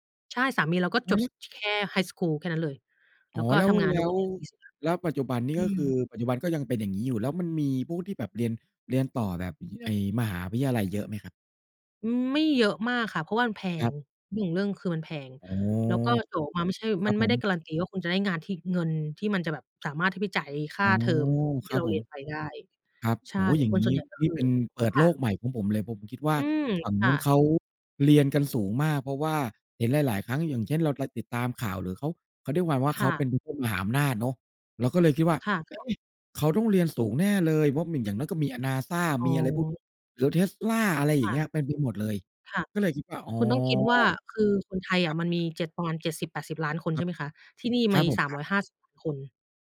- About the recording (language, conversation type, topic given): Thai, unstructured, เด็กๆ ควรเรียนรู้อะไรเกี่ยวกับวัฒนธรรมของตนเอง?
- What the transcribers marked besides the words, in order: unintelligible speech; background speech